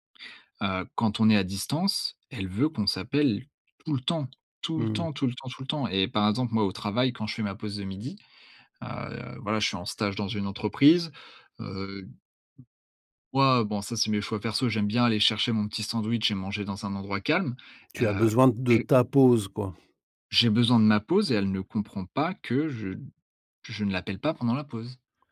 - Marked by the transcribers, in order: other background noise
- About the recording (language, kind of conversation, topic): French, advice, Comment gérer ce sentiment d’étouffement lorsque votre partenaire veut toujours être ensemble ?